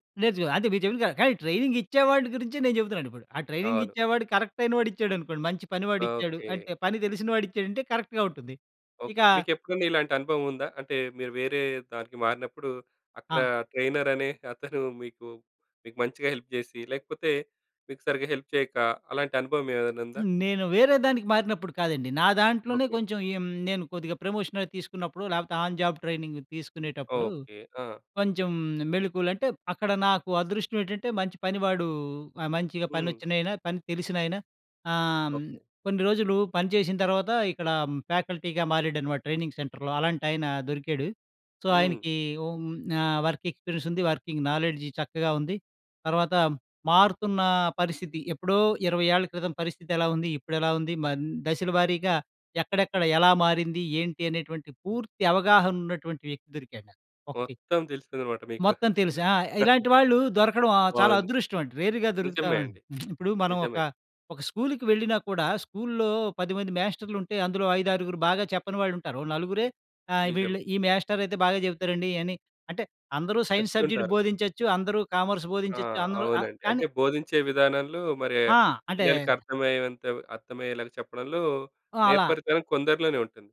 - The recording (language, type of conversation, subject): Telugu, podcast, అనుభవం లేకుండా కొత్త రంగానికి మారేటప్పుడు మొదట ఏవేవి అడుగులు వేయాలి?
- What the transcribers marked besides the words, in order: in English: "కరెక్ట్"; in English: "ట్రైనింగ్"; in English: "ట్రైనింగ్"; in English: "కరెక్ట్‌గా"; in English: "ట్రైనర్"; in English: "హెల్ప్"; in English: "హెల్ప్"; tapping; in English: "ఆన్ జాబ్ ట్రైనింగ్"; in English: "ఫ్యాకల్టీగా"; in English: "ట్రైనింగ్ సెంటర్‌లో"; in English: "సో"; in English: "వర్క్ ఎక్స్పీరియన్స్"; in English: "వర్కింగ్ నాలెడ్జ్"; chuckle; in English: "రేర్‌గా"; other background noise; in English: "సైన్స్ సబ్జెక్ట్"; in English: "కామర్స్"